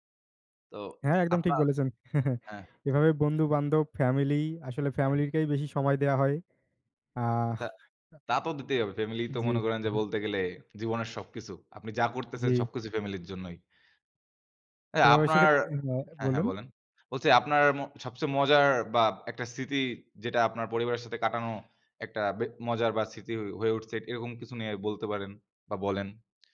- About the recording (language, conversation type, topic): Bengali, unstructured, পরিবারের সঙ্গে সময় কাটানো কেন গুরুত্বপূর্ণ?
- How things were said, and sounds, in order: tapping; chuckle; tsk